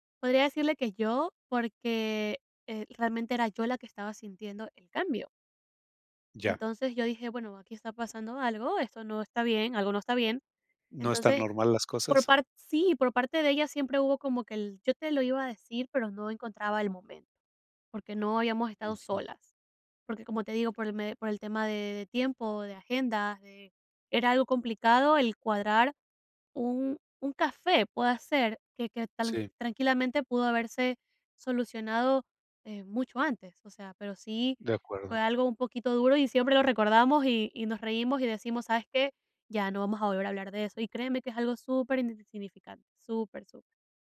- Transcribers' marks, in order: other background noise; other noise; tapping; unintelligible speech
- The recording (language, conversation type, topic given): Spanish, podcast, ¿Cuál fue una amistad que cambió tu vida?